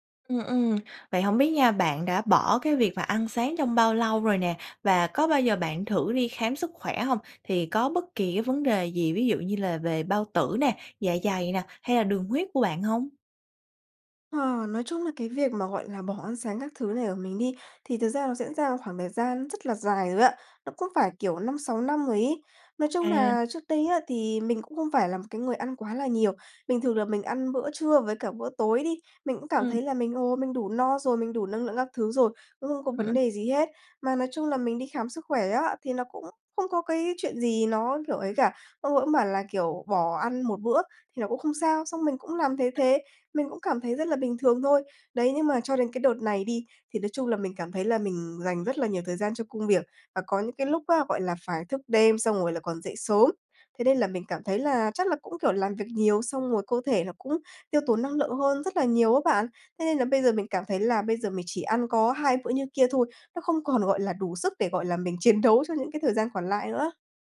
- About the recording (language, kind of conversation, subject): Vietnamese, advice, Làm sao để duy trì một thói quen mới mà không nhanh nản?
- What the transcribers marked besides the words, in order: tapping; horn